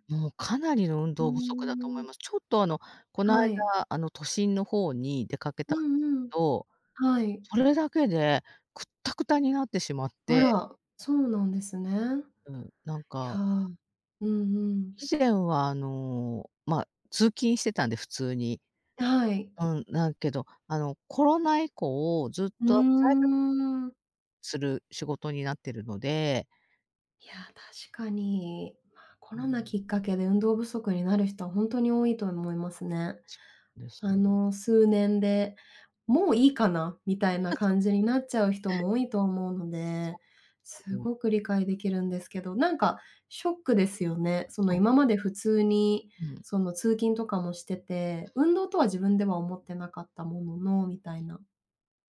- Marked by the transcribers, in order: other background noise; laughing while speaking: "うん。 そ そ そ"; laugh; unintelligible speech; unintelligible speech
- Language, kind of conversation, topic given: Japanese, advice, 健康診断で異常が出て生活習慣を変えなければならないとき、どうすればよいですか？